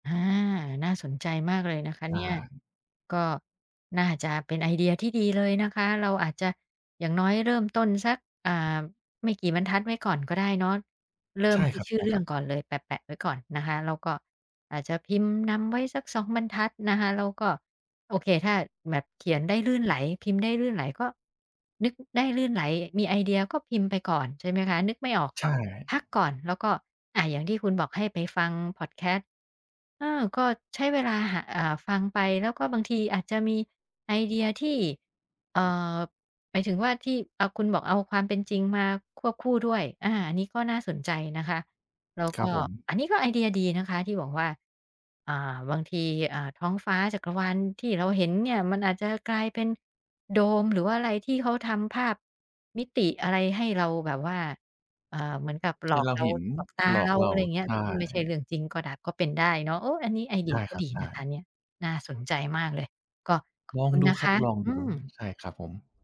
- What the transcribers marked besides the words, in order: other background noise; tapping
- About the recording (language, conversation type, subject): Thai, advice, ฉันอยากเริ่มสร้างนิสัยในการทำกิจกรรมสร้างสรรค์ แต่ไม่รู้ว่าควรเริ่มอย่างไรดี?